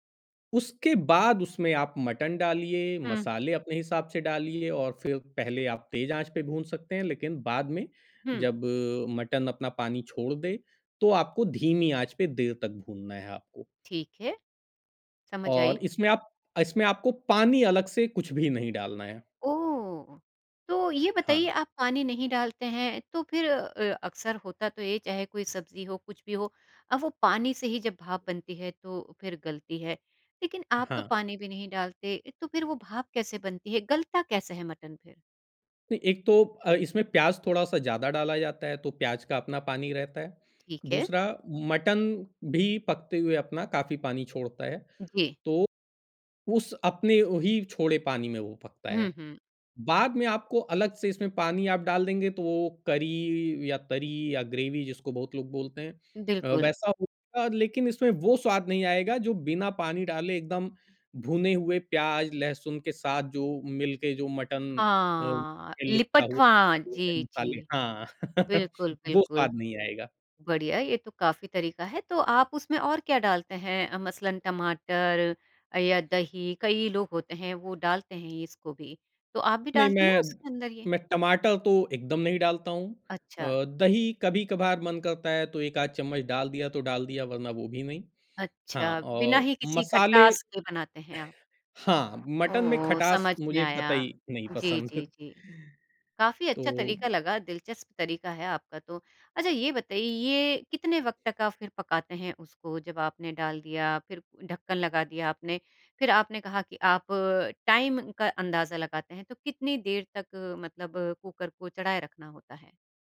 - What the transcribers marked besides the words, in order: tapping; laugh; other background noise; chuckle; in English: "टाइम"
- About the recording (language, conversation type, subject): Hindi, podcast, खाना बनाते समय आपके पसंदीदा तरीके क्या हैं?
- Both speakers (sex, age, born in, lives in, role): female, 50-54, India, India, host; male, 40-44, India, Germany, guest